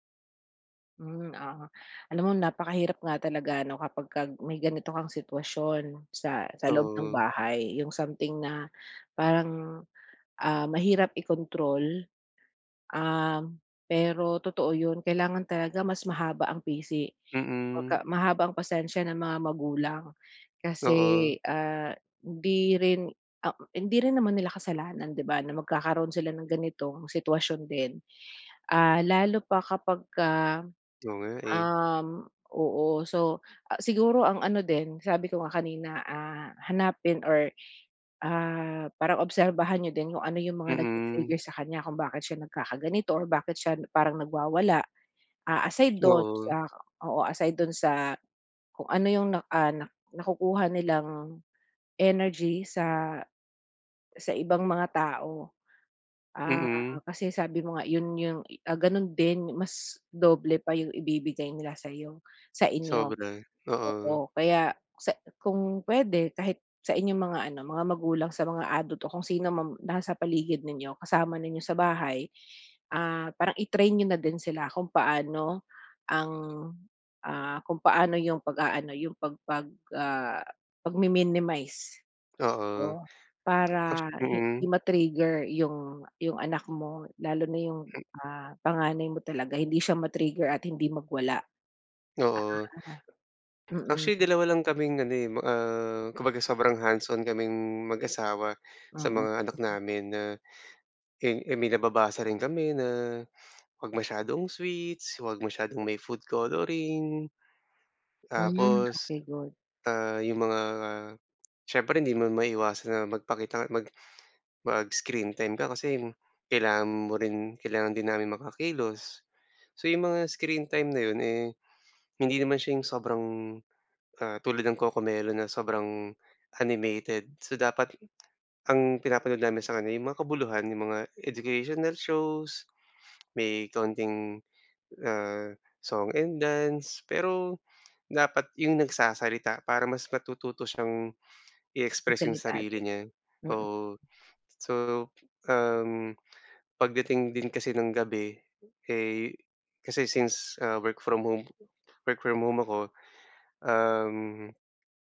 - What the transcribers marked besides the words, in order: tapping; other background noise
- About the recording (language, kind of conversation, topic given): Filipino, advice, Paano ko haharapin ang sarili ko nang may pag-unawa kapag nagkulang ako?